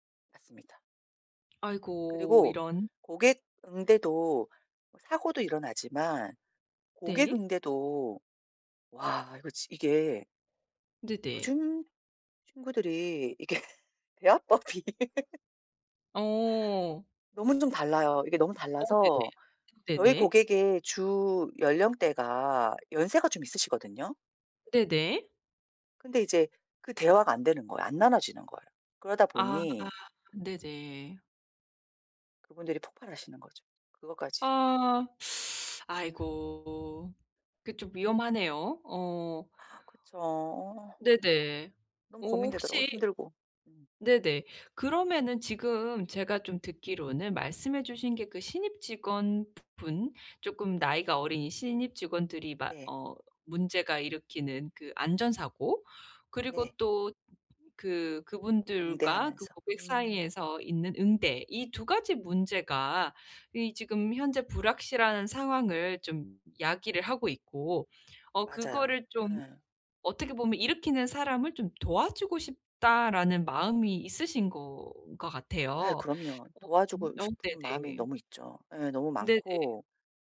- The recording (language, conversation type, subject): Korean, advice, 불확실한 상황에 있는 사람을 어떻게 도와줄 수 있을까요?
- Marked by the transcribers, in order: other background noise; laughing while speaking: "이게 대화법이"; laugh; teeth sucking